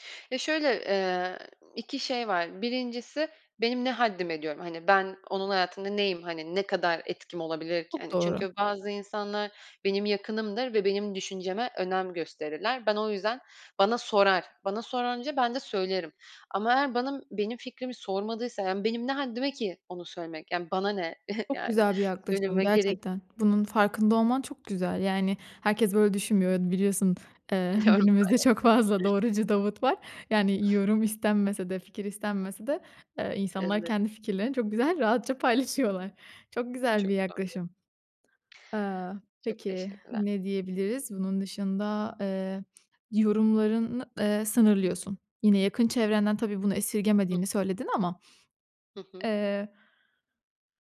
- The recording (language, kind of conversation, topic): Turkish, podcast, Başkalarının ne düşündüğü özgüvenini nasıl etkiler?
- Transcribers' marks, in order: "benim" said as "banım"; chuckle; laughing while speaking: "Biliyorum. Elbette"; laughing while speaking: "günümüzde çok fazla doğrucu Davut var"; laughing while speaking: "çok güzel rahatça paylaşıyorlar"